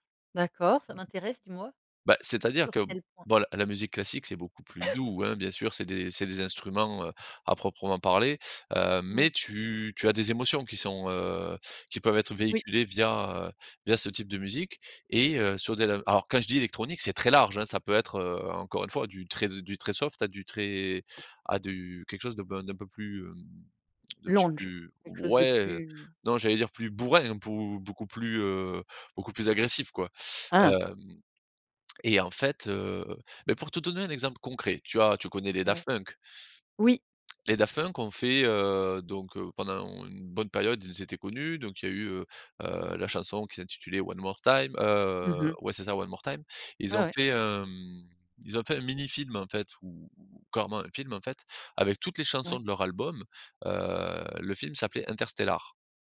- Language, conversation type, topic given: French, podcast, Quel est ton meilleur souvenir de festival entre potes ?
- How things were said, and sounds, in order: cough; tapping; "Interstella" said as "Interstellar"